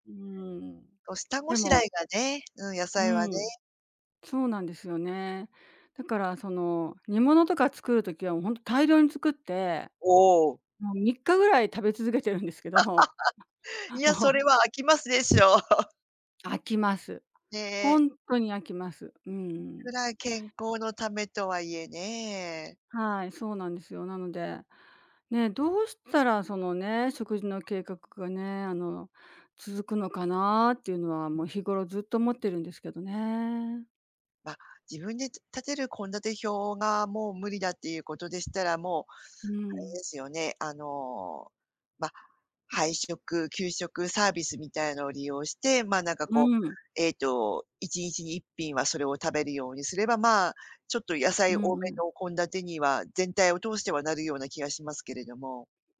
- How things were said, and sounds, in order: laughing while speaking: "食べ続けてるんですけど"; laugh; chuckle; laughing while speaking: "飽きますでしょう"; chuckle; unintelligible speech
- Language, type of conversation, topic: Japanese, advice, 食事計画を続けられないのはなぜですか？